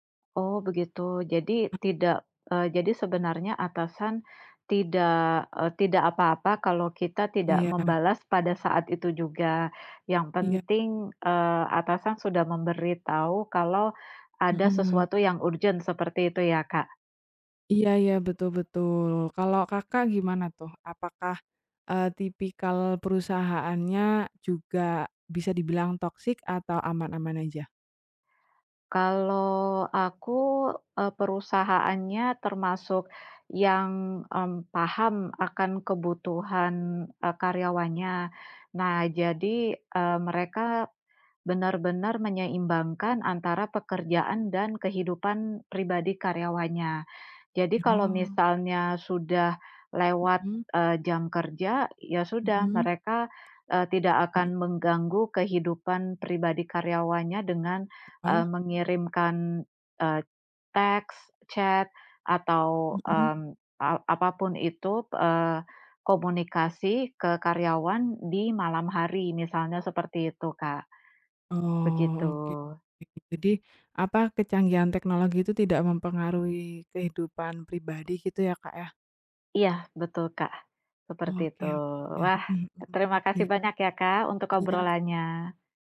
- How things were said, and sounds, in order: other background noise; tapping; in English: "chat"; unintelligible speech
- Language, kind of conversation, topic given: Indonesian, unstructured, Bagaimana teknologi mengubah cara kita bekerja setiap hari?